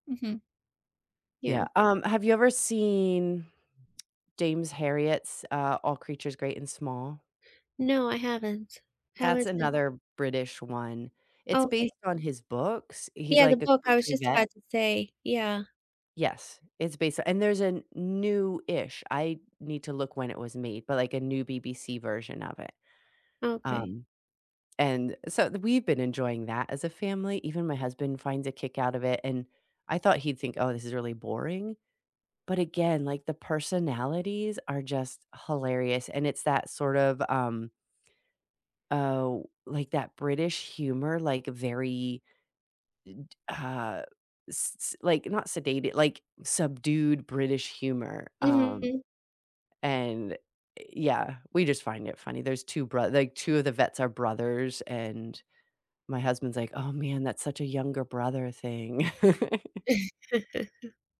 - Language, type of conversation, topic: English, unstructured, What hidden gem TV series would you recommend to everyone?
- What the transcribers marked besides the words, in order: tsk; other background noise; chuckle